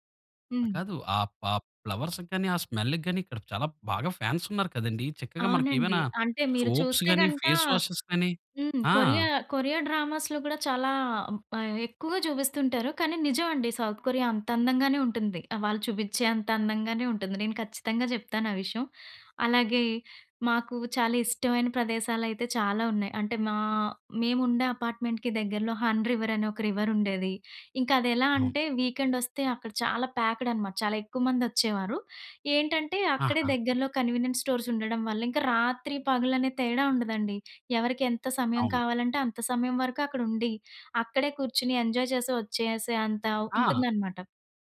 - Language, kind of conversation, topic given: Telugu, podcast, పెళ్లి, ఉద్యోగం లేదా స్థలాంతరం వంటి జీవిత మార్పులు మీ అంతర్మనసుపై ఎలా ప్రభావం చూపించాయి?
- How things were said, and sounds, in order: in English: "ఫ్లవర్స్‌కి"; in English: "స్మెల్‌కి"; in English: "ఫ్యాన్స్"; in English: "సోప్స్"; in English: "ఫేస్ వాషెస్"; in English: "డ్రామాస్‌లో"; in English: "అపార్ట్‌మెంట్‌కి"; in English: "రివర్"; in English: "వీకెండ్"; in English: "ప్యాక్డ్"; in English: "కన్వీనియంట్ స్టోర్స్"; in English: "ఎంజాయ్"